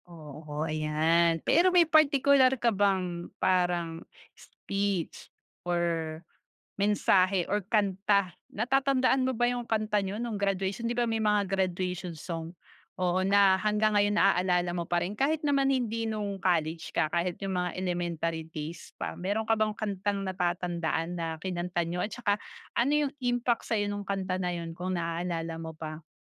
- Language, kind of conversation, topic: Filipino, podcast, Kumusta ang araw ng iyong pagtatapos, at ano ang pinakatumatak sa iyo?
- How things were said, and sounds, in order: none